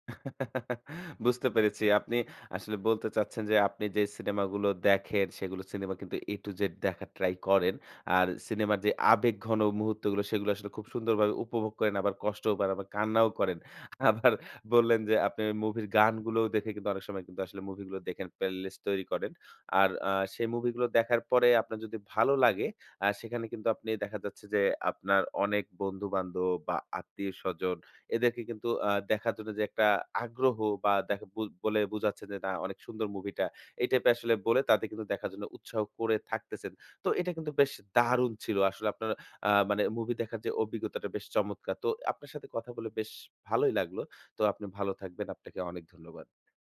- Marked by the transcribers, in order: chuckle; in English: "এ টু জেড"; scoff; "প্লেলিস্ট" said as "পেললিস্ট"
- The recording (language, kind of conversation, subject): Bengali, podcast, বল তো, কোন সিনেমা তোমাকে সবচেয়ে গভীরভাবে ছুঁয়েছে?
- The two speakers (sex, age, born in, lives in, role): female, 40-44, Bangladesh, Finland, guest; male, 25-29, Bangladesh, Bangladesh, host